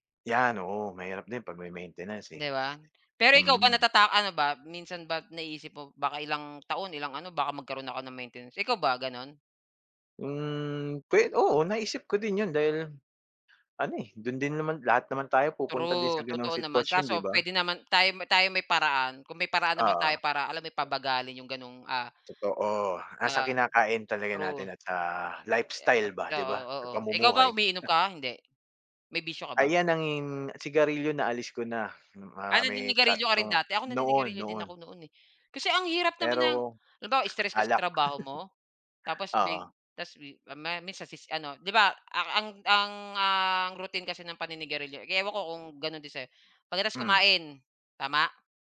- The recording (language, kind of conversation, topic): Filipino, unstructured, Ano ang ginagawa mo para manatiling malusog ang katawan mo?
- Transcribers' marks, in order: tapping; other background noise; drawn out: "Hmm"; unintelligible speech; chuckle; chuckle